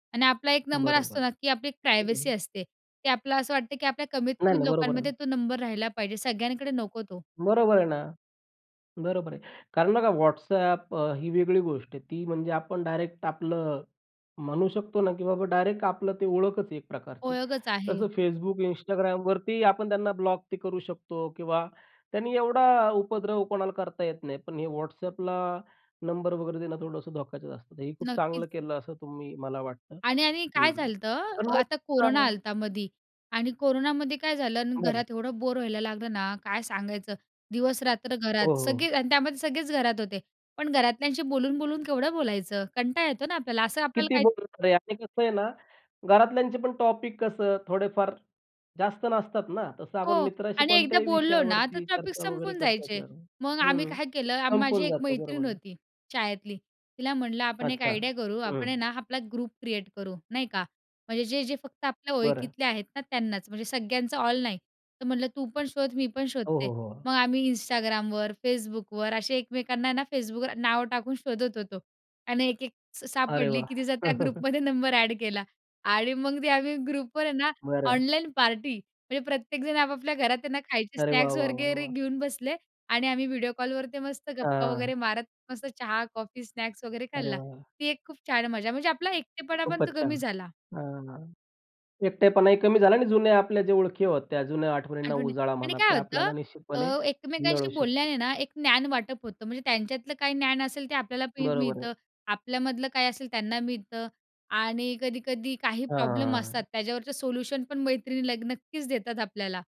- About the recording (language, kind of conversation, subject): Marathi, podcast, ऑनलाइन समुदायांनी तुमचा एकटेपणा कसा बदलला?
- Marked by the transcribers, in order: in English: "प्रायव्हसी"; in English: "टॉपिक"; in English: "टॉपिक"; in English: "आयडिया"; in English: "ग्रुप क्रिएट"; in English: "ऑल"; in English: "ग्रुपमध्ये"; chuckle; in English: "ग्रुपमध्ये"; "वगैरे" said as "वरगैरे"; drawn out: "हां"